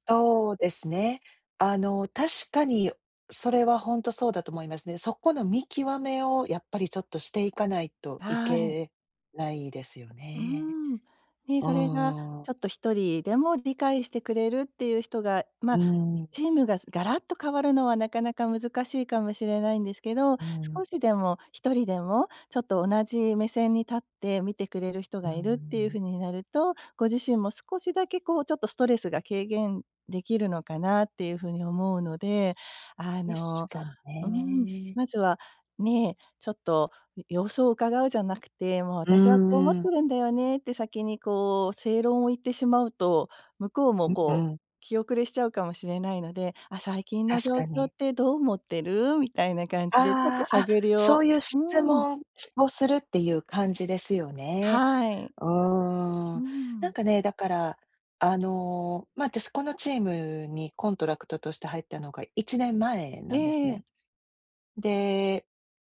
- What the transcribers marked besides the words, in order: in English: "コントラクト"
- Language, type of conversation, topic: Japanese, advice, 関係を壊さずに相手に改善を促すフィードバックはどのように伝えればよいですか？